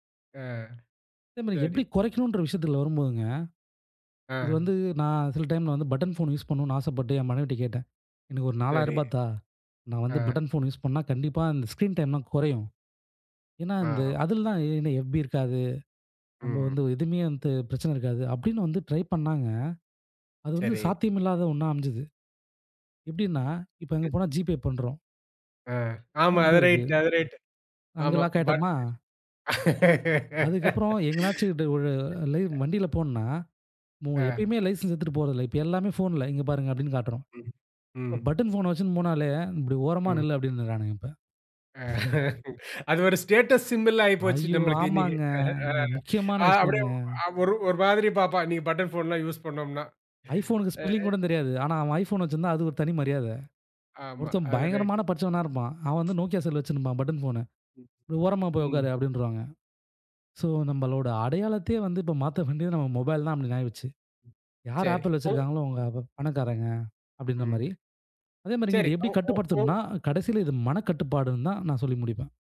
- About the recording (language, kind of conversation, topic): Tamil, podcast, மொபைல் திரை நேரத்தை எப்படி கட்டுப்படுத்தலாம்?
- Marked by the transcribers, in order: in English: "ஸ்கிரீன் டைம்லா"; unintelligible speech; in English: "ஜிபே"; in English: "பட்"; laugh; inhale; laugh; chuckle; in English: "ஸ்டேட்டஸ் சிம்பல்"; breath; other noise; in English: "சோ"